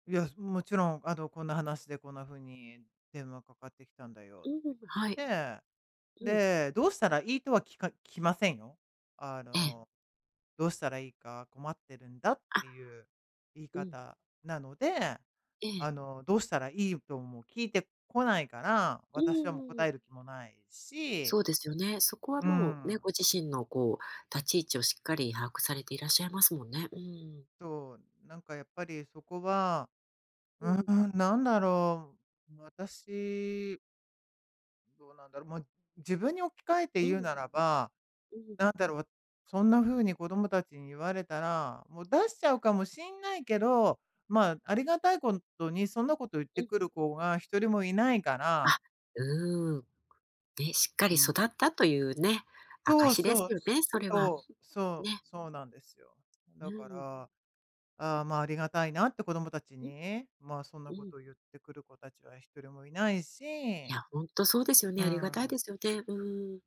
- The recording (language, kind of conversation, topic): Japanese, advice, パートナーの家族や友人との関係にストレスを感じている
- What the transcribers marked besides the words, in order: unintelligible speech